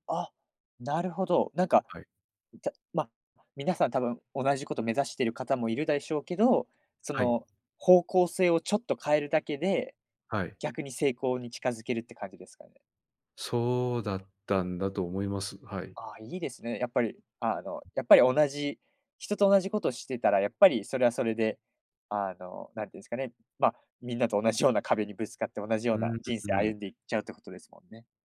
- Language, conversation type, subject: Japanese, podcast, 誰かの一言で人生が変わった経験はありますか？
- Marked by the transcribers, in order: none